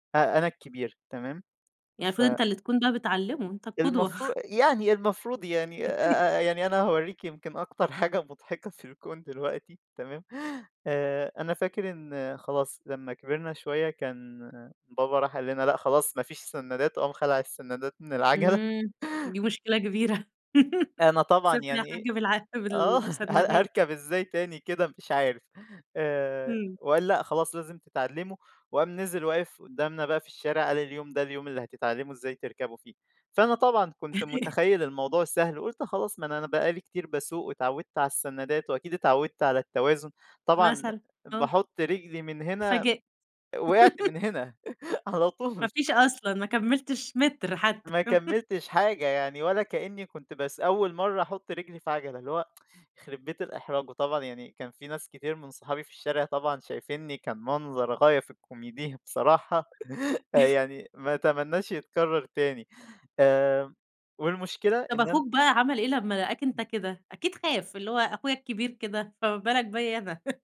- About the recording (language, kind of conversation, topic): Arabic, podcast, إمتى كانت أول مرة ركبت العجلة لوحدك، وحسّيت بإيه؟
- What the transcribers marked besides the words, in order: chuckle; laugh; laughing while speaking: "آه"; tapping; laugh; laugh; chuckle; laughing while speaking: "على طول"; chuckle; tsk; chuckle; laughing while speaking: "الكوميدية"; other noise; chuckle